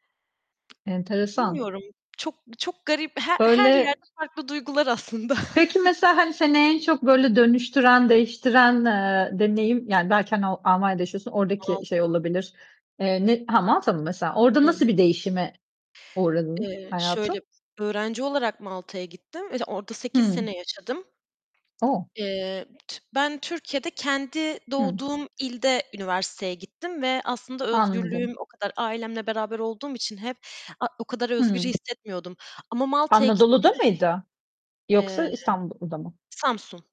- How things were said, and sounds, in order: other background noise; distorted speech; tapping; chuckle
- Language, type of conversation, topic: Turkish, unstructured, Farklı kültürler hakkında öğrendiğiniz en şaşırtıcı şey nedir?